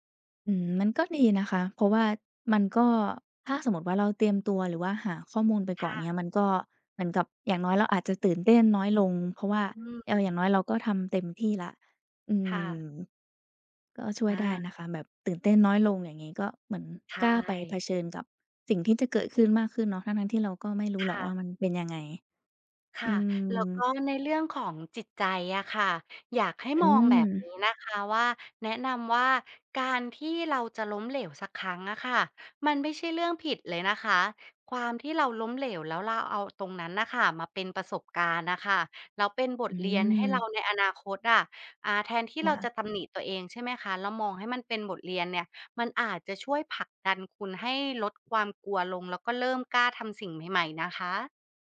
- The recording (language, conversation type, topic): Thai, advice, คุณรู้สึกกลัวความล้มเหลวจนไม่กล้าเริ่มลงมือทำอย่างไร
- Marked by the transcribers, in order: other background noise; tapping; "แล้ว" said as "ลาว"; background speech